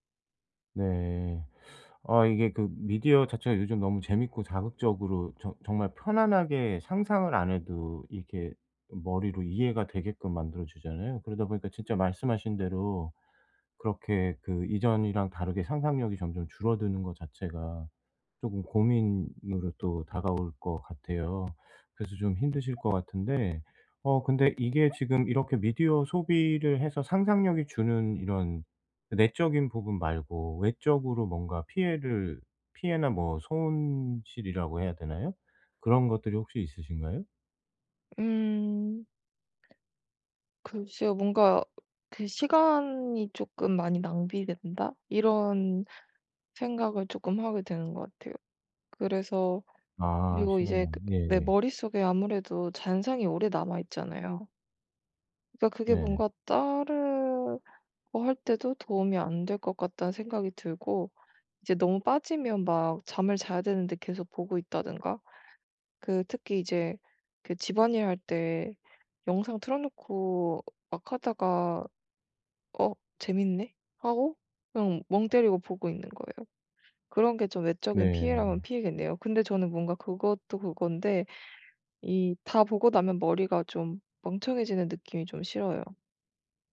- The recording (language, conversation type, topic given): Korean, advice, 미디어를 과하게 소비하는 습관을 줄이려면 어디서부터 시작하는 게 좋을까요?
- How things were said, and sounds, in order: other background noise; tapping